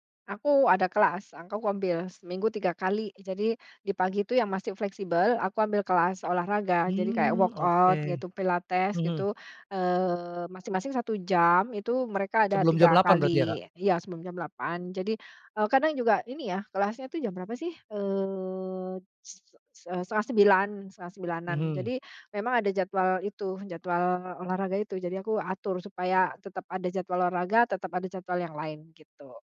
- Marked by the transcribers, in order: in English: "workout"
- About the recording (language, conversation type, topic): Indonesian, podcast, Rutinitas pagi apa yang membuat kamu tetap produktif saat bekerja dari rumah?